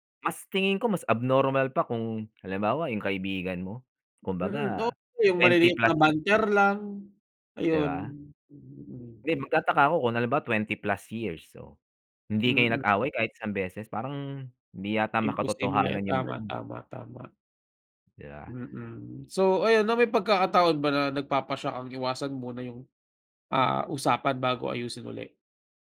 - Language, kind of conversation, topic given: Filipino, unstructured, Paano mo nilulutas ang mga tampuhan ninyo ng kaibigan mo?
- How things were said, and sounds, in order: in English: "banter"